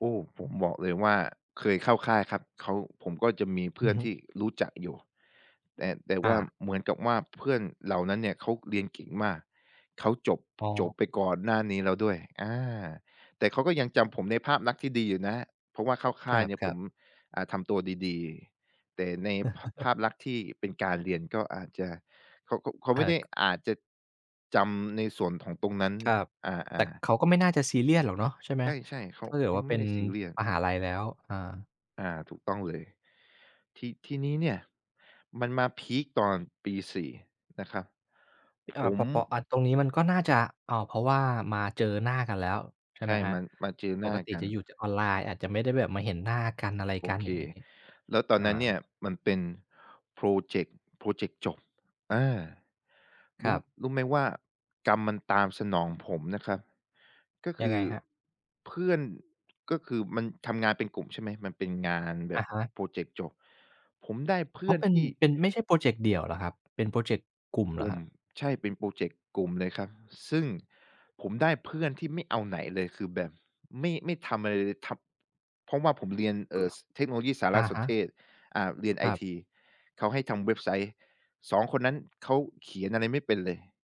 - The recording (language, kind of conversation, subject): Thai, podcast, คุณมีวิธีไหนที่ช่วยให้ลุกขึ้นได้อีกครั้งหลังจากล้มบ้าง?
- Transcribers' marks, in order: tapping; chuckle; other background noise